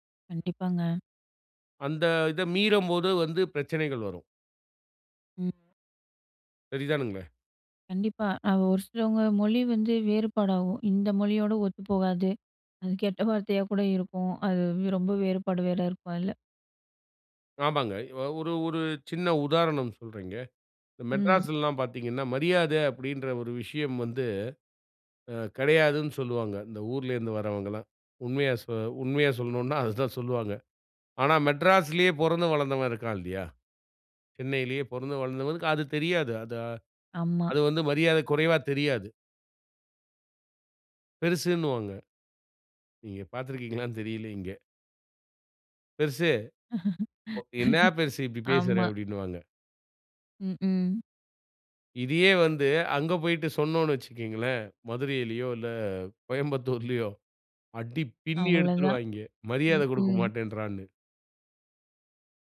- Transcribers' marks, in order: other noise; put-on voice: "பெருசு, என்னா பெருசு இப்படி பேசுறா"; laugh
- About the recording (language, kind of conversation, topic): Tamil, podcast, மொழி உங்கள் தனிச்சமுதாயத்தை எப்படிக் கட்டமைக்கிறது?